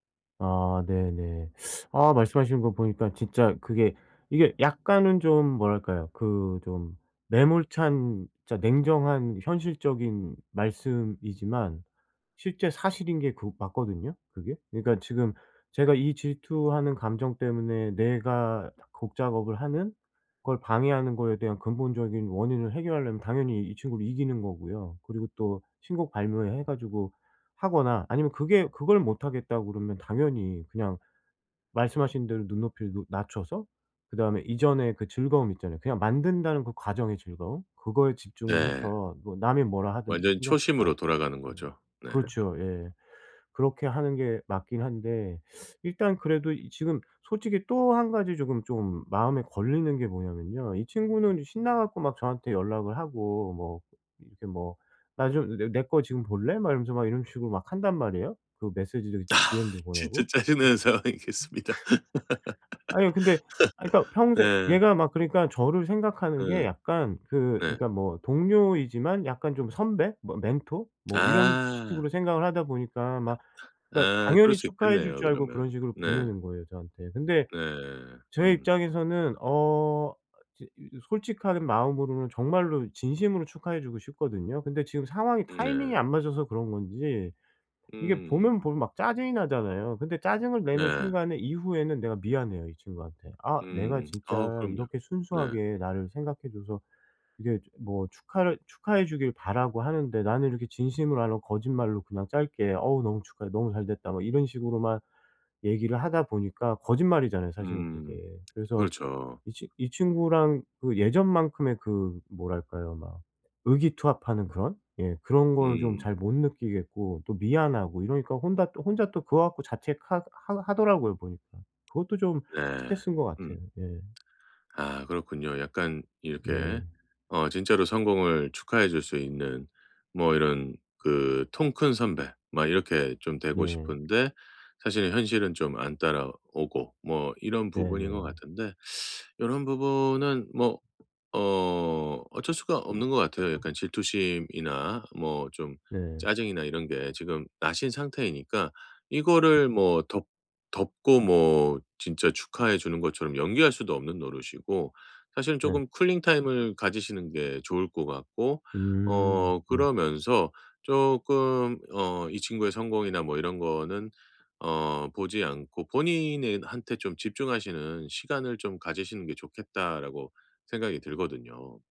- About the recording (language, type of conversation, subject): Korean, advice, 친구의 성공을 보면 왜 자꾸 질투가 날까요?
- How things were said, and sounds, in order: tapping; laughing while speaking: "아 진짜 짜증나는 상황이겠습니다"; other background noise; laugh; laugh; other noise; in English: "쿨링 타임을"